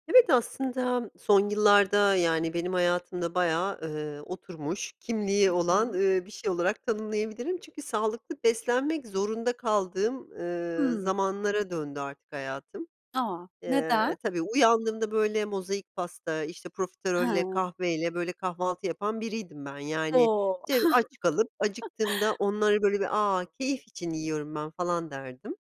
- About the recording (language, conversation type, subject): Turkish, podcast, Sağlıklı beslenmeyi nasıl tanımlarsın?
- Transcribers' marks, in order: other background noise; chuckle